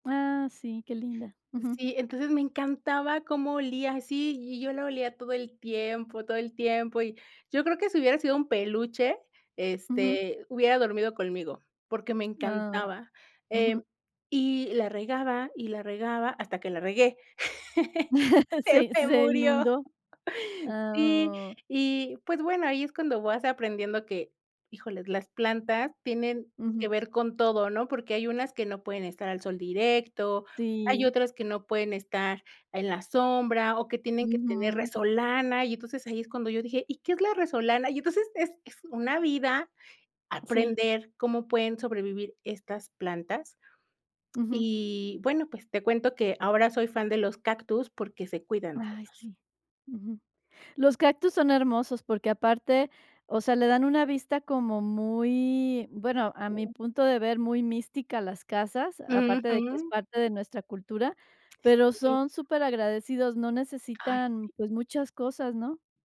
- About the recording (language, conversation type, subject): Spanish, podcast, ¿Qué aprendiste al cuidar una planta o un jardín?
- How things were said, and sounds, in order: other background noise; laugh; laughing while speaking: "Se se me murió"; chuckle